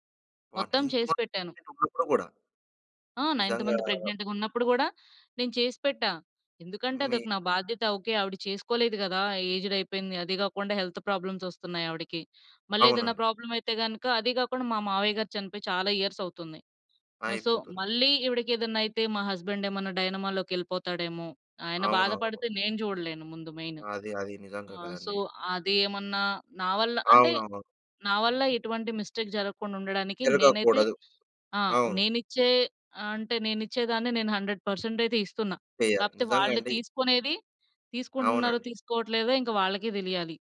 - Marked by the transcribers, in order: in English: "నైన్త్ మంత్"; in English: "నైన్త్ మంత్ ప్రెగ్నెంట్‌గా"; in English: "ఏజ్డ్"; in English: "హెల్త్ ప్రాబ్లమ్స్"; in English: "ఇయర్స్"; in English: "సో"; in English: "హస్బెండ్"; in English: "మెయిన్"; in English: "సో"; in English: "మిస్టేక్"; in English: "హండ్రెడ్ పర్సెంట్"
- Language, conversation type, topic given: Telugu, podcast, పెద్దవారిని సంరక్షించేటపుడు మీ దినచర్య ఎలా ఉంటుంది?